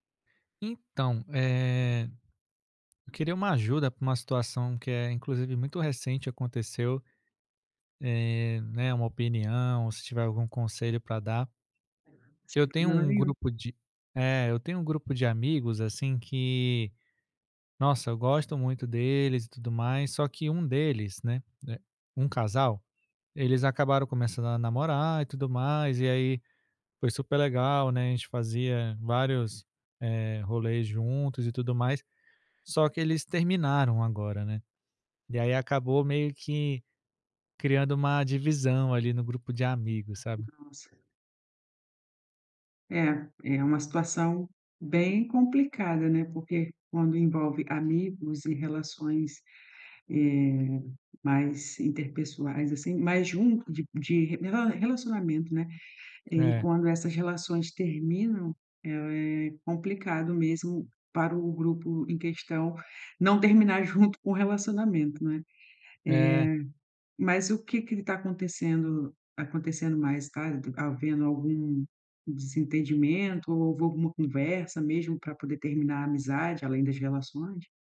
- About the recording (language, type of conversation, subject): Portuguese, advice, Como resolver desentendimentos com um amigo próximo sem perder a amizade?
- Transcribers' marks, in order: tapping